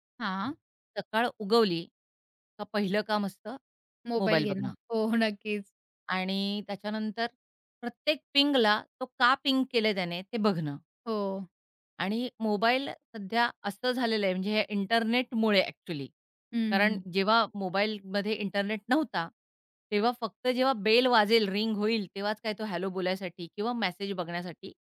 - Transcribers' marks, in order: tapping; other background noise; laughing while speaking: "हो, नक्कीच"
- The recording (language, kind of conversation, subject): Marathi, podcast, इंटरनेटमुळे तुमच्या शिकण्याच्या पद्धतीत काही बदल झाला आहे का?